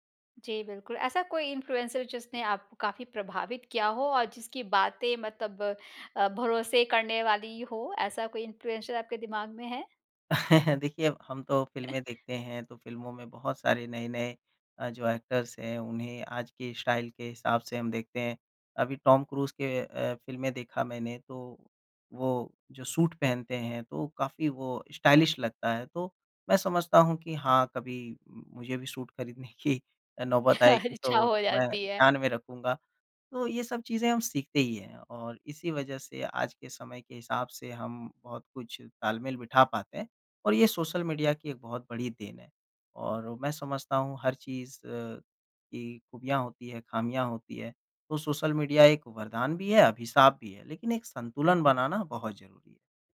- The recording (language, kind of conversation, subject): Hindi, podcast, सोशल मीडिया ने आपके स्टाइल को कैसे बदला है?
- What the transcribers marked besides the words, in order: chuckle; other noise; in English: "एक्टर्स"; in English: "स्टाइल"; in English: "स्टाइलिश"; laughing while speaking: "अच्छा"